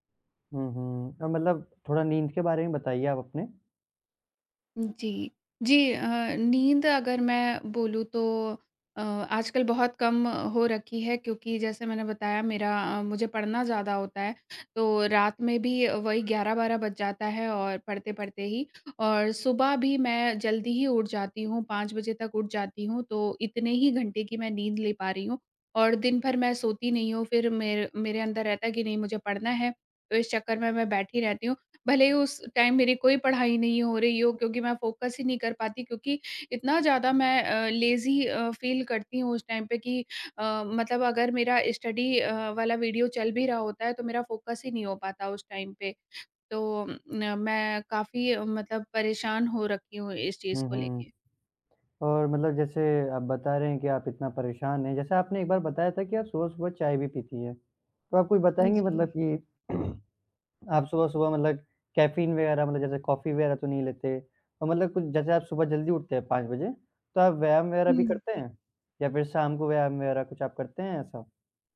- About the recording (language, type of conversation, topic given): Hindi, advice, दिनभर मेरी ऊर्जा में उतार-चढ़ाव होता रहता है, मैं इसे कैसे नियंत्रित करूँ?
- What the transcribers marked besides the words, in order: other background noise; tapping; in English: "टाइम"; in English: "फ़ोकस"; in English: "लेज़ी अ, फ़ील"; in English: "टाइम"; in English: "स्टडी"; in English: "फ़ोकस"; in English: "टाइम"; in English: "कैफ़ीन"